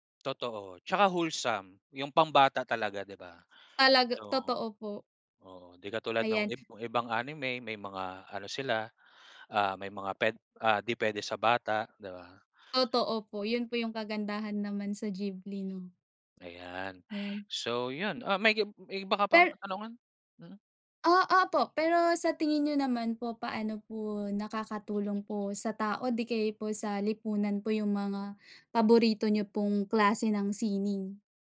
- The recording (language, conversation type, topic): Filipino, unstructured, Ano ang paborito mong klase ng sining at bakit?
- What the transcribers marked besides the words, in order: tapping; bird